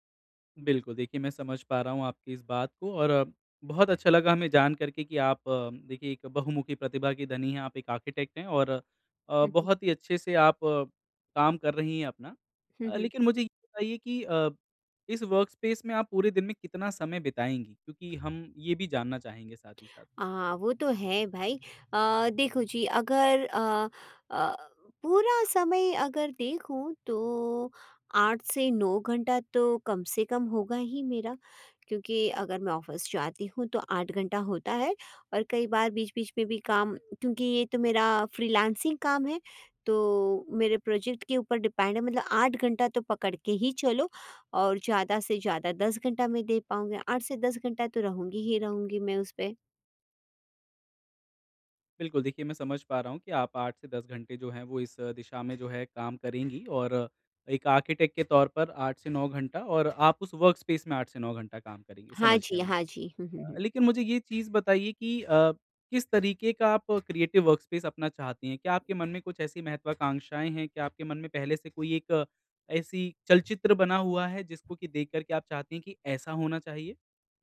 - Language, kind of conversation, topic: Hindi, advice, मैं अपने रचनात्मक कार्यस्थल को बेहतर तरीके से कैसे व्यवस्थित करूँ?
- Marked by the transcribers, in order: in English: "आर्किटेक्ट"; in English: "वर्कस्पेस"; in English: "ऑफिस"; in English: "प्रोजेक्ट"; in English: "डिपेंड"; other background noise; in English: "आर्किटेक्ट"; in English: "वर्कस्पेस"; in English: "क्रिएटिव वर्कस्पेस"